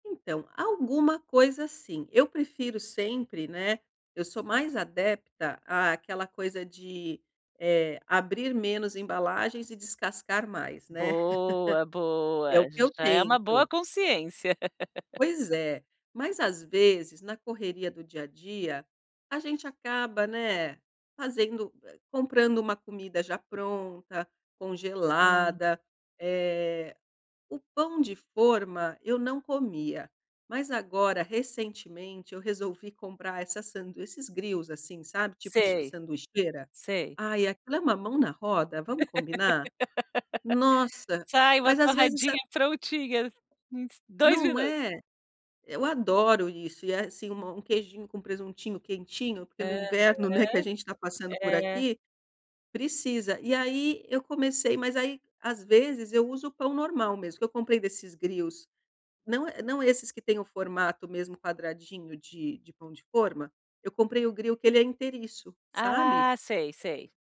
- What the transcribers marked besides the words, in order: laugh; laugh; tapping; in English: "grills"; laugh; in English: "grills"; in English: "grill"
- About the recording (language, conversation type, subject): Portuguese, advice, Como equilibrar praticidade e saúde ao escolher alimentos industrializados?